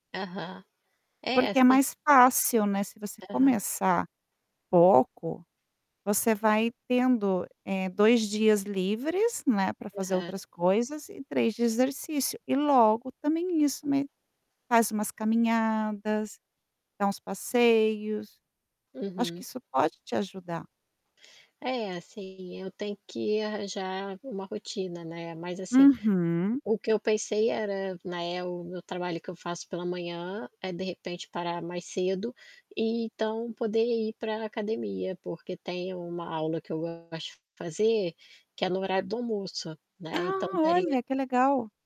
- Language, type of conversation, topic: Portuguese, advice, Como posso descrever a perda de motivação no trabalho diário?
- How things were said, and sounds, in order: static; tapping; distorted speech